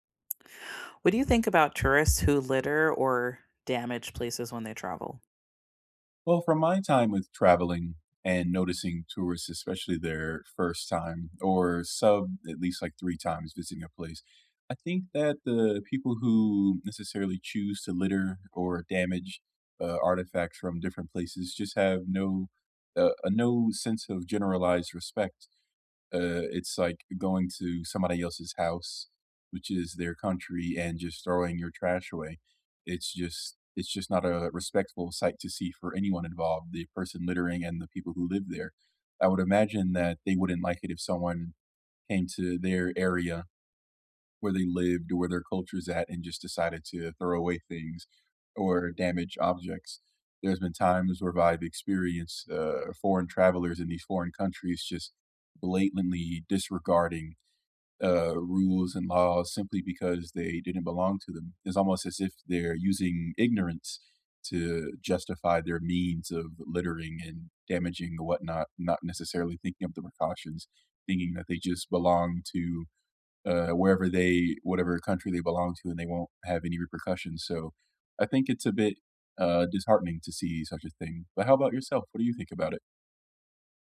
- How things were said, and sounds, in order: none
- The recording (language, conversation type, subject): English, unstructured, What do you think about tourists who litter or damage places?